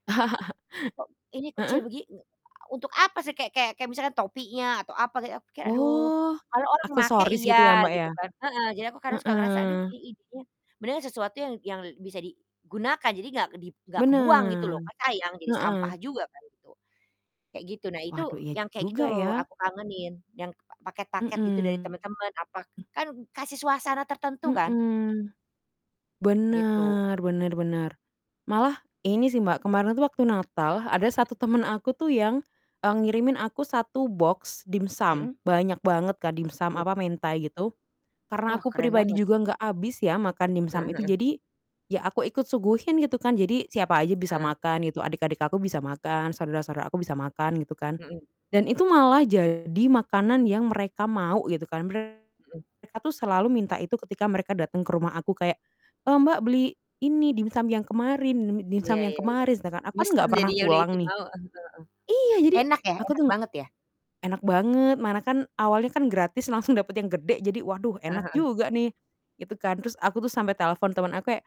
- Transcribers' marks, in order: laugh; other background noise; other noise; distorted speech
- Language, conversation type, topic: Indonesian, unstructured, Bagaimana tradisi keluarga Anda dalam merayakan hari besar keagamaan?